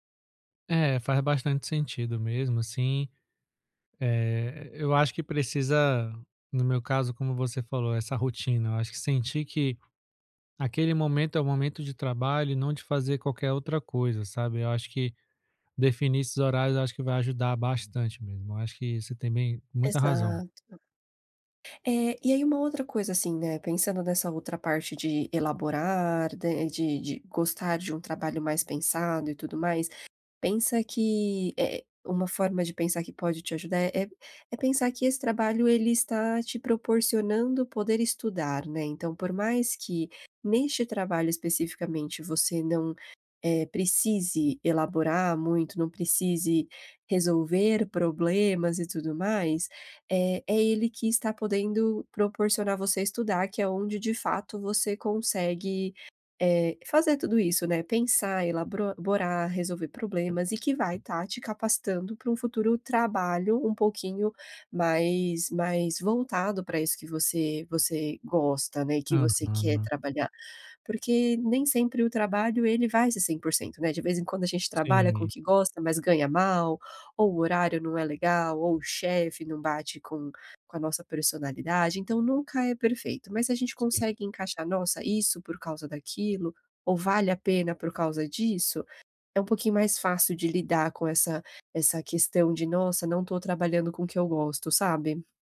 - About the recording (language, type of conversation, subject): Portuguese, advice, Como posso equilibrar pausas e produtividade ao longo do dia?
- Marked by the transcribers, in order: "personalidade" said as "presonalidade"